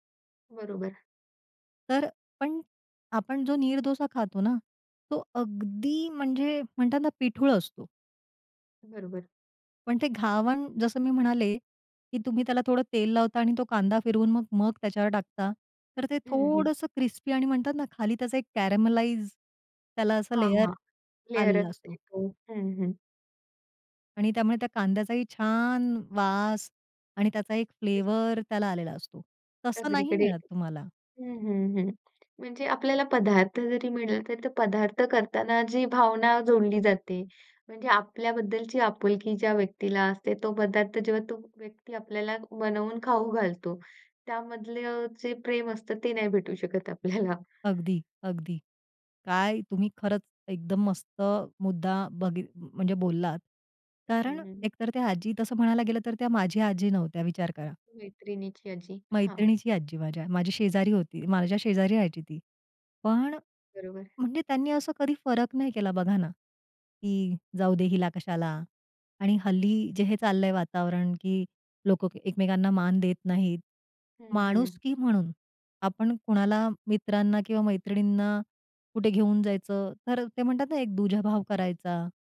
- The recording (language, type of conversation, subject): Marathi, podcast, लहानपणीची आठवण जागवणारे कोणते खाद्यपदार्थ तुम्हाला लगेच आठवतात?
- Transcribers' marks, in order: in English: "क्रिस्पी"; in English: "कॅरमलाइज त्याला"; in English: "लेयर"; in English: "लेयर"; in English: "फ्लेवर"; unintelligible speech; other background noise; laughing while speaking: "आपल्याला"